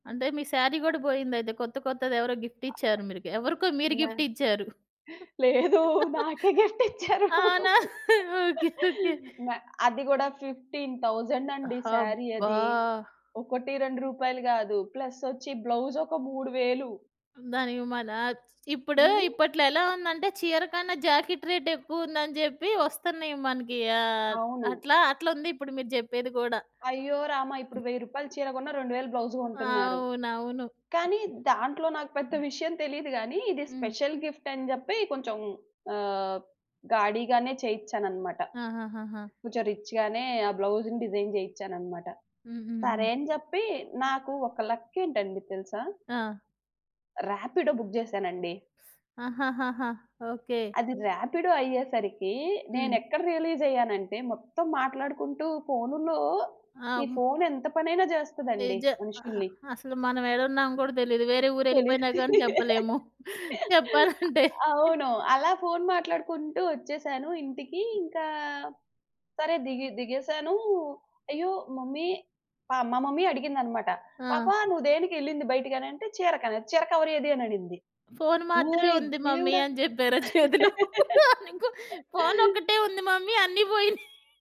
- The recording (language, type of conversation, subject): Telugu, podcast, బ్యాగ్ పోవడం కంటే ఎక్కువ భయంకరమైన అనుభవం నీకు ఎప్పుడైనా ఎదురైందా?
- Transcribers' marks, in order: other background noise; in English: "గిఫ్ట్"; "మీకు" said as "మీరుకి"; laughing while speaking: "లేదు. నాకే గిఫ్టిచ్చారు"; in English: "గిఫ్ట్"; laughing while speaking: "అవునా? ఓకే. ఓకే"; in English: "ఫిఫ్టీన్ థౌసండ్"; in English: "ప్లస్"; in English: "బ్లౌజ్"; in English: "జాకెట్"; in English: "బ్లౌజ్"; in English: "స్పెషల్ గిఫ్ట్"; in English: "రిచ్"; in English: "బ్లౌజ్‌ని డిజైన్"; in English: "లక్"; in English: "రాపిడో బుక్"; in English: "రాపిడో"; in English: "రియలైజ్"; laughing while speaking: "తెలీదు. అవును"; laughing while speaking: "చెప్పాలంటే"; in English: "మమ్మీ"; in English: "మమ్మీ"; in English: "మమ్మీ"; laughing while speaking: "చేతిలో? అని, ఇంకో ఫోను ఒక్కటే ఉంది మమ్మీ అన్ని బోయినాయి"; laugh; in English: "మమ్మీ"